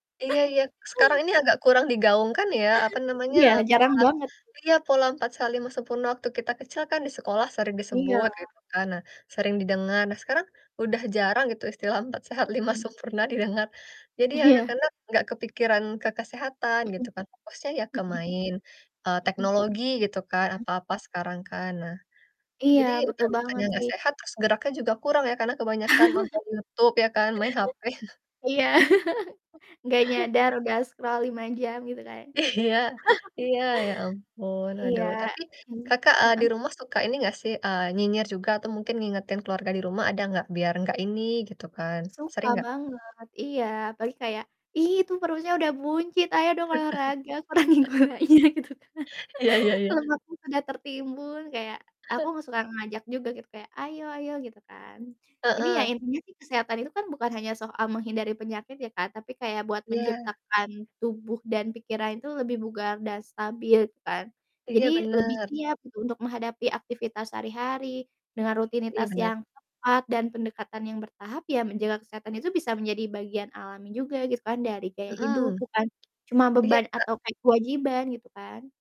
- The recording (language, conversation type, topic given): Indonesian, unstructured, Bagaimana cara kamu menjaga kesehatan tubuh setiap hari?
- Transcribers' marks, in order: chuckle; distorted speech; laughing while speaking: "Iya"; chuckle; laughing while speaking: "Iya"; chuckle; in English: "scroll"; laughing while speaking: "Iya"; chuckle; chuckle; laughing while speaking: "kurangin gulanya, gitu kan"; laughing while speaking: "Iya iya iya"; other background noise; tapping